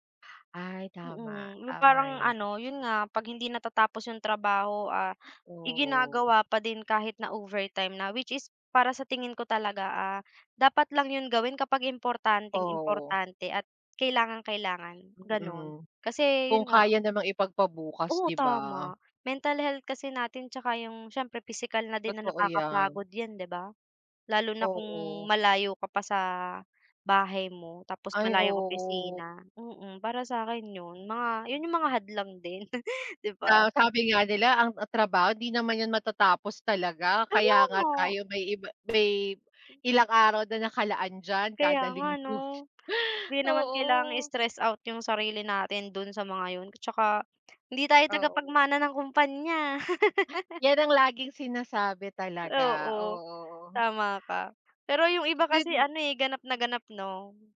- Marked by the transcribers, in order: other background noise; tapping; chuckle; laugh; unintelligible speech
- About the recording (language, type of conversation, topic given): Filipino, unstructured, Ano ang mga tip mo para magkaroon ng magandang balanse sa pagitan ng trabaho at personal na buhay?